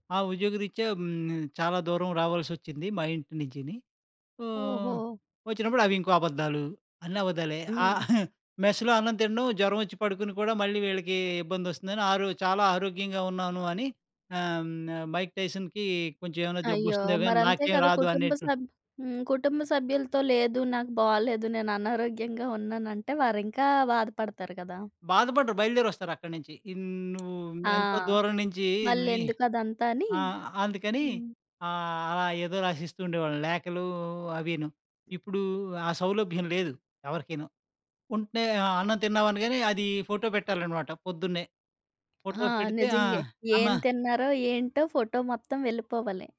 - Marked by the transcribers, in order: chuckle; in English: "మెస్‌లో"; other background noise; tapping
- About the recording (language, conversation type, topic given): Telugu, podcast, పాత ఫొటోలు లేదా లేఖలు మీకు ఏ జ్ఞాపకాలను గుర్తుచేస్తాయి?